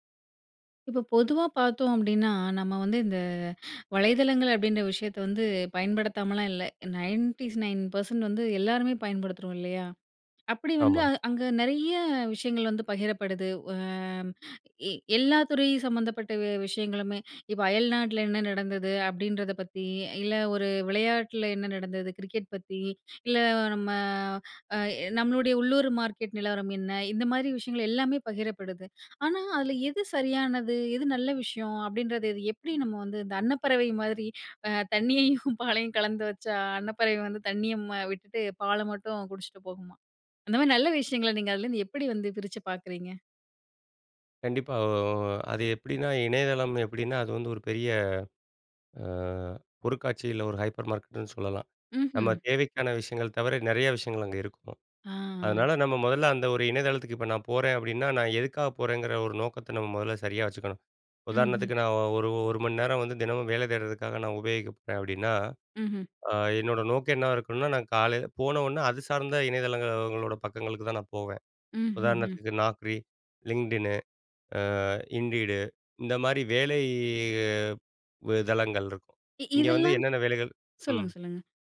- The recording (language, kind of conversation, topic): Tamil, podcast, வலைவளங்களிலிருந்து நம்பகமான தகவலை நீங்கள் எப்படித் தேர்ந்தெடுக்கிறீர்கள்?
- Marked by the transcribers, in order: in English: "நைன்டிஸ் நைன் பர்சண்ட்"; laughing while speaking: "தண்ணியையும் பாலையும்"; in English: "ஹைப்பர் மார்க்கெட்டுன்னு"; drawn out: "வேலை"